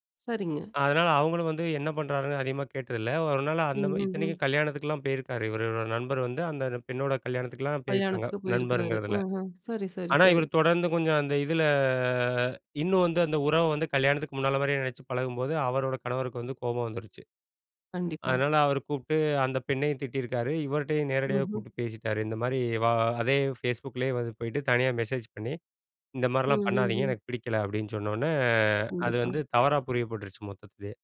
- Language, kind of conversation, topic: Tamil, podcast, சமூக ஊடகங்கள் உறவுகளுக்கு நன்மையா, தீமையா?
- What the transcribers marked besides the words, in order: drawn out: "இதில"